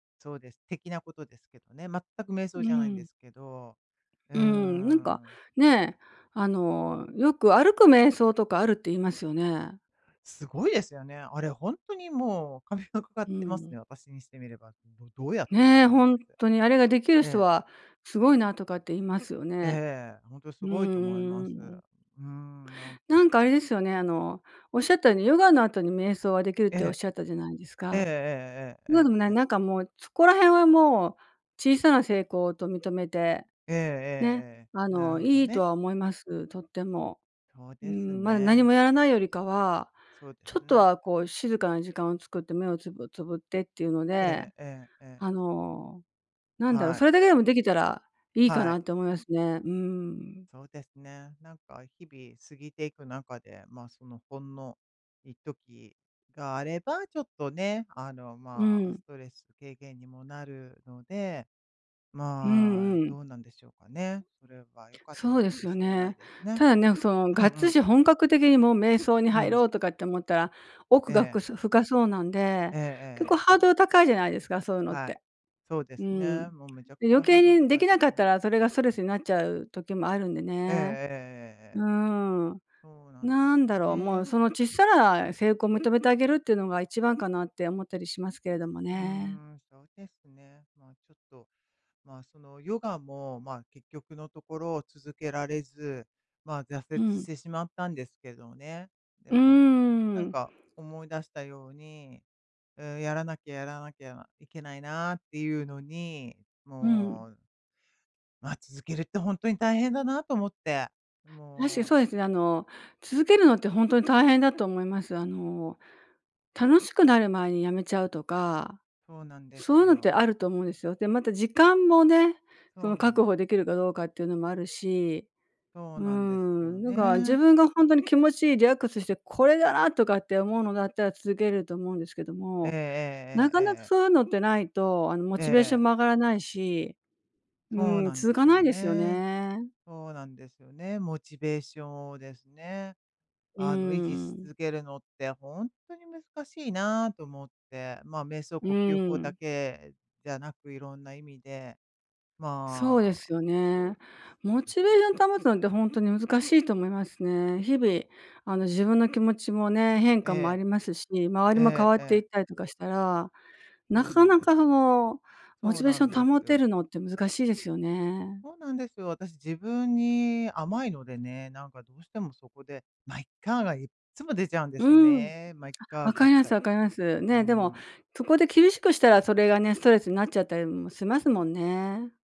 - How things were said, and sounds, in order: unintelligible speech
- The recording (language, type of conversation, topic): Japanese, advice, 瞑想や呼吸法を続けられず、挫折感があるのですが、どうすれば続けられますか？